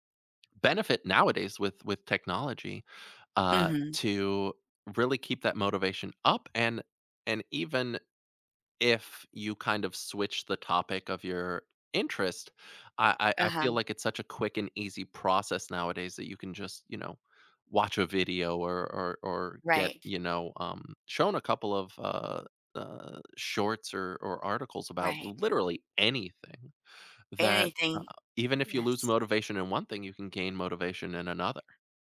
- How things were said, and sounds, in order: other background noise
- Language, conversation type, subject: English, podcast, What helps you keep your passion for learning alive over time?